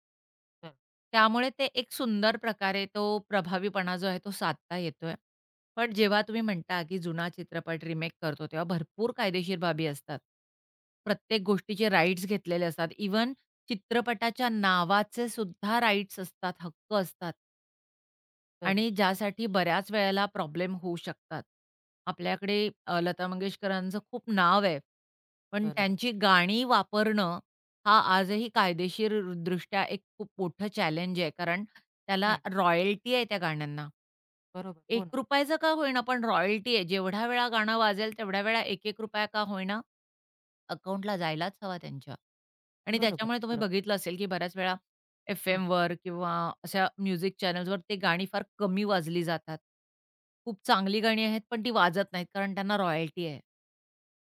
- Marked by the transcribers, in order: tapping; other background noise; in English: "म्युझिक चॅनल्सवर"
- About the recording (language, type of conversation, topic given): Marathi, podcast, रिमेक करताना मूळ कथेचा गाभा कसा जपावा?